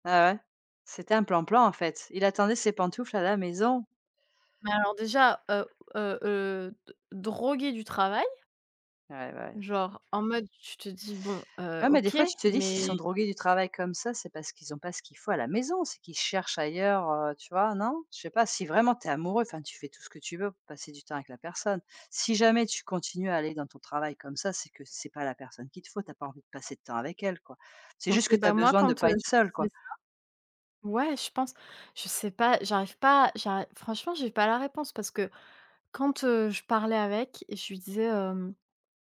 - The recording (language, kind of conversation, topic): French, unstructured, Préféreriez-vous vivre une vie guidée par la passion ou une vie placée sous le signe de la sécurité ?
- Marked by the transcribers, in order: none